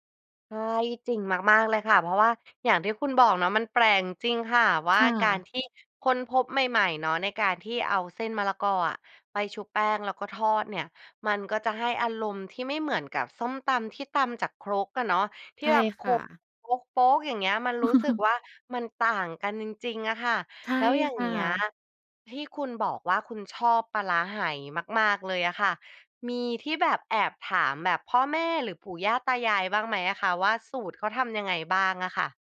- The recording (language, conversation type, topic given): Thai, podcast, อาหารแบบบ้าน ๆ ของครอบครัวคุณบอกอะไรเกี่ยวกับวัฒนธรรมของคุณบ้าง?
- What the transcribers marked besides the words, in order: laugh